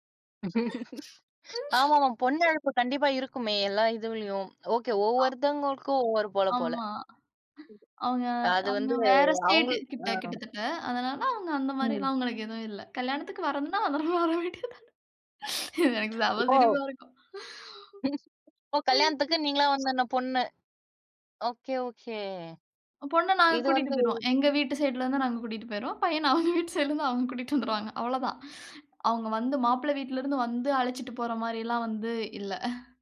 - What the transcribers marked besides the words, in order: laugh; tapping; laugh; other noise; in English: "ஸ்டேட்டு"; laughing while speaking: "கல்யாணத்துக்கு வரணும்னா, அவுங்கலாம் வர வேண்டியது தான். எனக்குச் செம சிரிப்பா இருக்கும்"; laughing while speaking: "பையன் அவங்க வீட்டு சைடுல இருந்து அவுங்க கூட்டிட்டு வந்துருவாங்க. அவ்வளோதான்"
- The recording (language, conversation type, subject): Tamil, podcast, காதல் அல்லது நட்பு உறவுகளில் வீட்டிற்கான விதிகள் என்னென்ன?